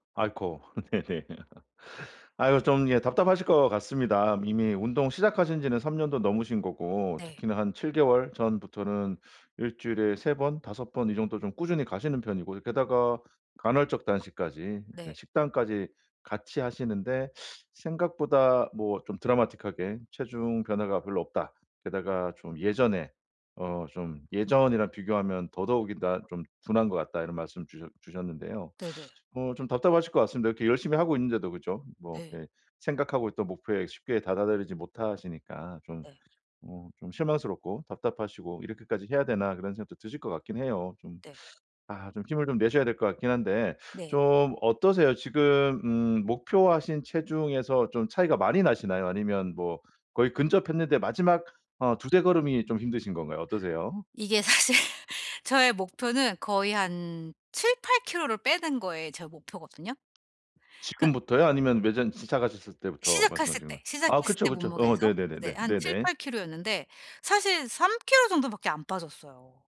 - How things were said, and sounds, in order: laugh; laughing while speaking: "네네"; laugh; "도달하지" said as "다다다리지"; other background noise; laughing while speaking: "사실"; tapping
- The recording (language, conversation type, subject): Korean, advice, 습관이 제자리걸음이라 동기가 떨어질 때 어떻게 다시 회복하고 꾸준히 이어갈 수 있나요?